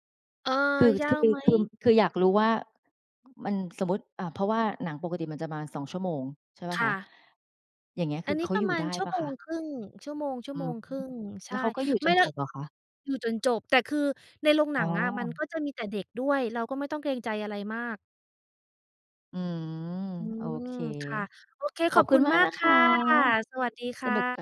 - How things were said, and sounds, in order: none
- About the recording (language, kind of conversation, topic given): Thai, unstructured, คุณชอบการอ่านหนังสือหรือการดูหนังมากกว่ากัน?